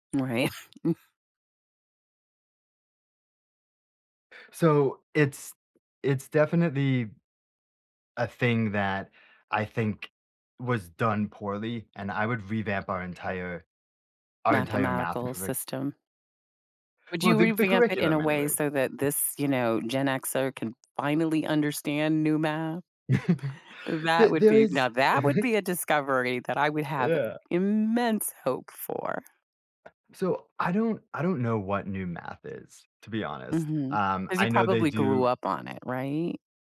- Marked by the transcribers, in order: cough; tapping; other background noise; laugh; laugh; stressed: "immense"
- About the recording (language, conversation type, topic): English, unstructured, What is a scientific discovery that has made you feel hopeful?
- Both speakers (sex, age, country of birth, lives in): female, 60-64, United States, United States; male, 35-39, United States, United States